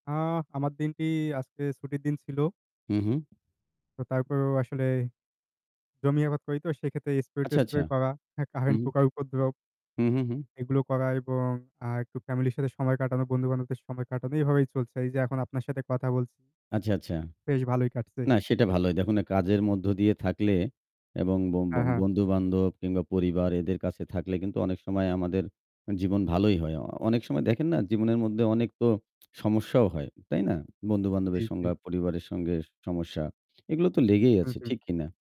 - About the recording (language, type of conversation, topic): Bengali, unstructured, মতবিরোধে গালি-গালাজ করলে সম্পর্কের ওপর কী প্রভাব পড়ে?
- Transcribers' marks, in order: static; other noise